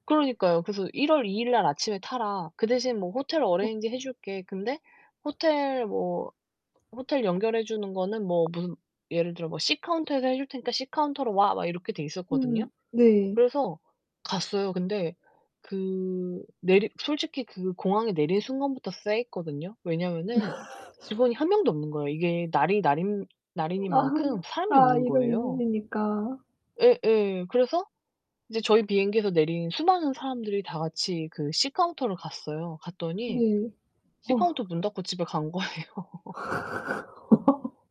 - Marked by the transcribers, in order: in English: "어레인지"; other background noise; tapping; distorted speech; laugh; laughing while speaking: "거예요"; laugh
- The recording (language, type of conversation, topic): Korean, unstructured, 여행 중에 뜻밖의 일을 겪은 적이 있나요?